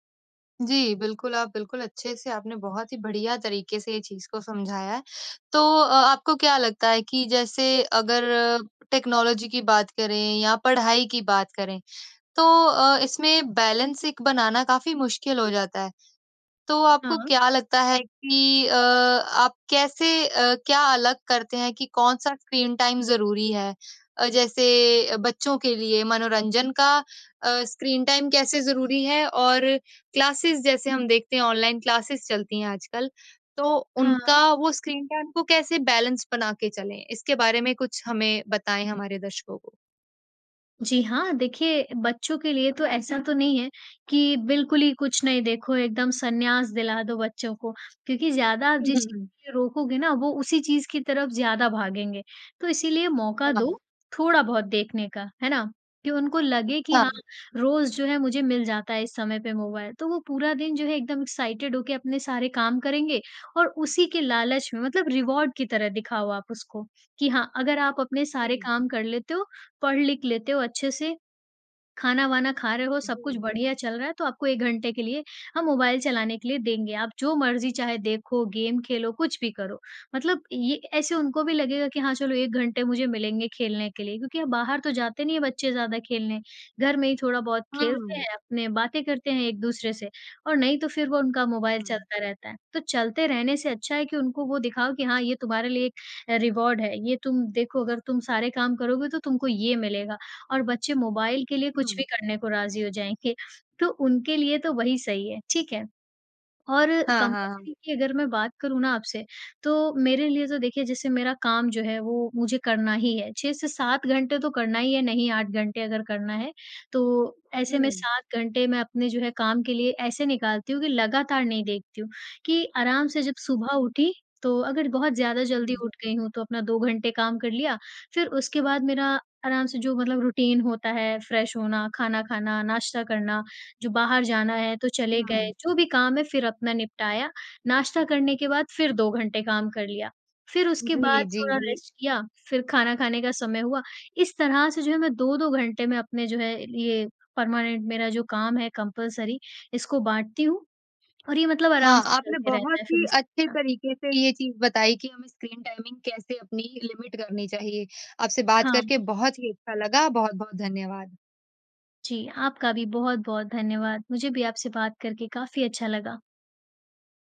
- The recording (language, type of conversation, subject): Hindi, podcast, घर में आप स्क्रीन समय के नियम कैसे तय करते हैं और उनका पालन कैसे करवाते हैं?
- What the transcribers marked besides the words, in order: in English: "टेक्नोलॉजी"; in English: "बैलेंस"; in English: "टाइम"; in English: "टाइम"; in English: "क्लासेस"; in English: "क्लासेस"; in English: "टाइम"; in English: "बैलेंस"; in English: "एक्साइटेड"; in English: "रिवार्ड"; in English: "रिवार्ड"; laughing while speaking: "जाएँगे"; in English: "कंपल्सरी"; in English: "रूटीन"; in English: "फ्रेश"; in English: "परमानेंट"; in English: "कंपल्सरी"; in English: "टाइमिंग"; in English: "लिमिट"